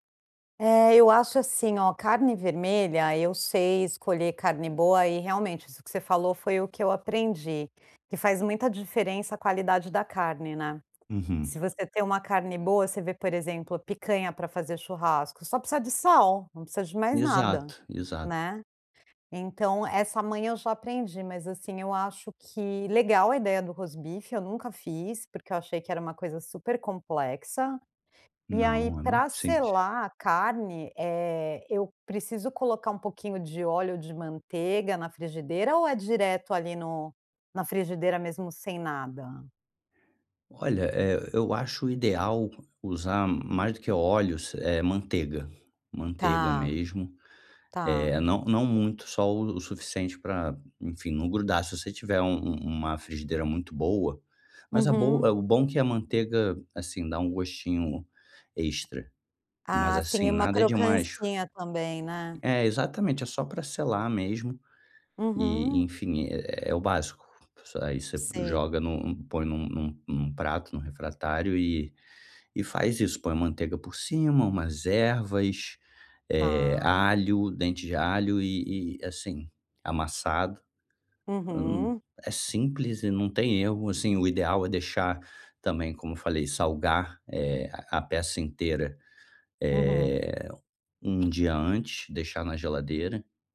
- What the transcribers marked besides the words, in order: tapping
- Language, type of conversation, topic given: Portuguese, advice, Como posso me sentir mais seguro ao cozinhar pratos novos?